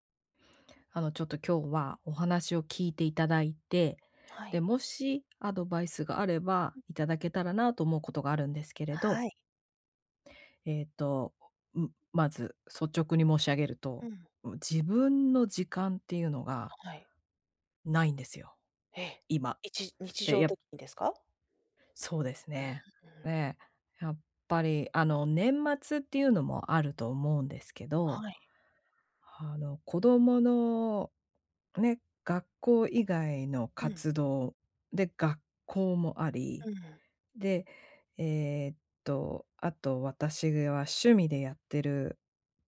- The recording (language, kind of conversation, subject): Japanese, advice, 人間関係の期待に応えつつ、自分の時間をどう確保すればよいですか？
- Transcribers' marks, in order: none